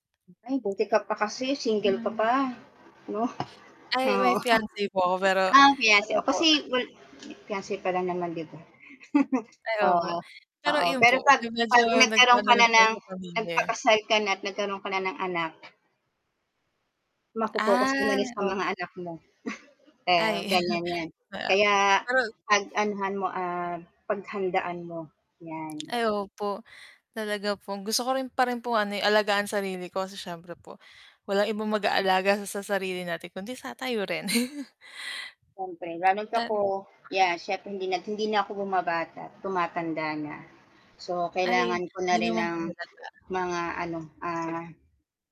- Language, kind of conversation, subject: Filipino, unstructured, Paano mo ipinagdiriwang ang tagumpay sa trabaho?
- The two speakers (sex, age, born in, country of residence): female, 25-29, Philippines, Philippines; female, 40-44, Philippines, Philippines
- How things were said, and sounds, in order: mechanical hum; laughing while speaking: "Oo"; chuckle; chuckle; static; chuckle; chuckle